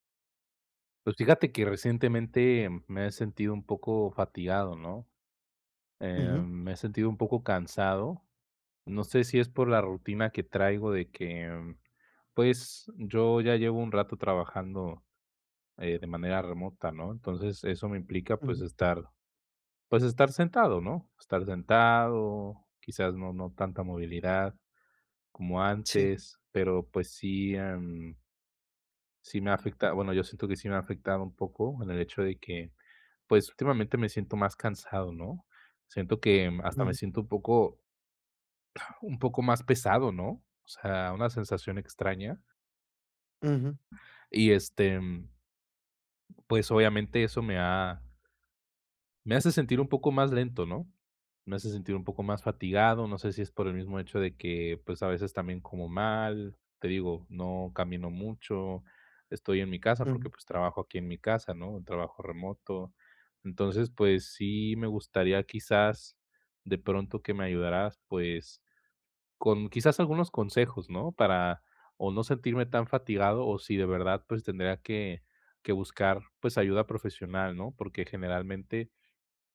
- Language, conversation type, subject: Spanish, advice, ¿Cómo puedo saber si estoy entrenando demasiado y si estoy demasiado cansado?
- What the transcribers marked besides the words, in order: other background noise; tapping